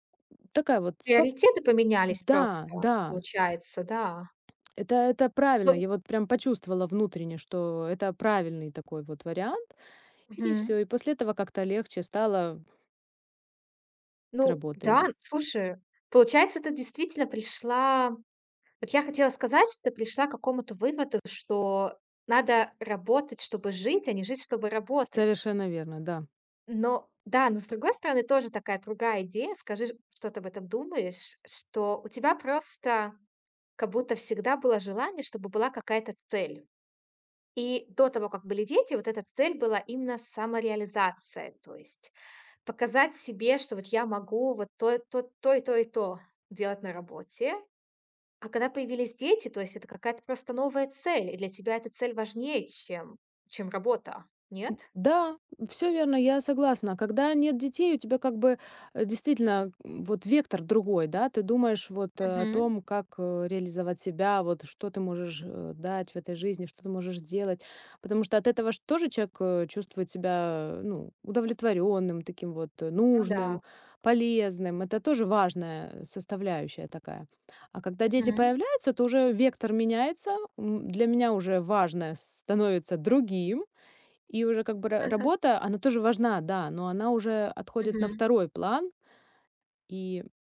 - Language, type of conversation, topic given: Russian, podcast, Как ты находишь баланс между работой и домом?
- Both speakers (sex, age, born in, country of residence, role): female, 25-29, Russia, United States, host; female, 40-44, Ukraine, United States, guest
- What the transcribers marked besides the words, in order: chuckle